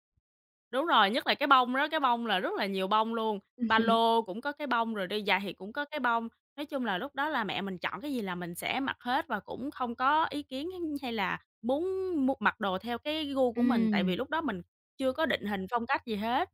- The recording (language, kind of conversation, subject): Vietnamese, podcast, Phong cách ăn mặc của bạn đã thay đổi như thế nào từ hồi nhỏ đến bây giờ?
- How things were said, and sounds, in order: chuckle; tapping